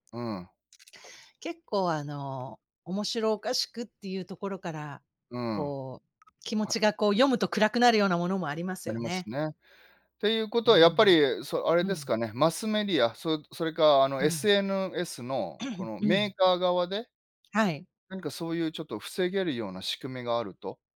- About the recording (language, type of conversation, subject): Japanese, unstructured, ネット上の偽情報にどう対応すべきですか？
- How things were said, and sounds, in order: throat clearing